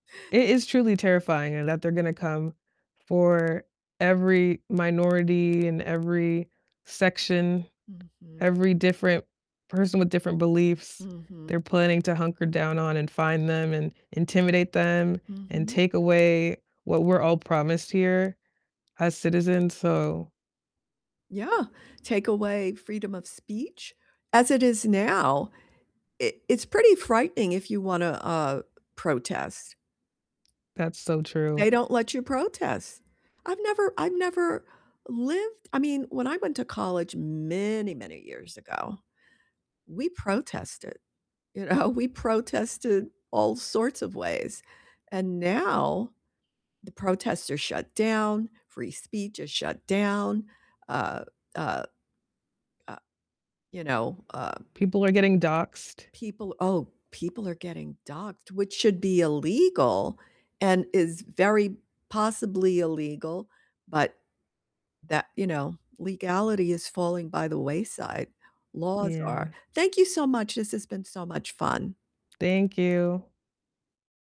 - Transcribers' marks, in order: distorted speech; tapping; mechanical hum; laughing while speaking: "you know"; static
- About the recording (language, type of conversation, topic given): English, unstructured, How should we address concerns about the future of voting rights?
- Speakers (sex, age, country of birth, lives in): female, 30-34, United States, United States; female, 75-79, United States, United States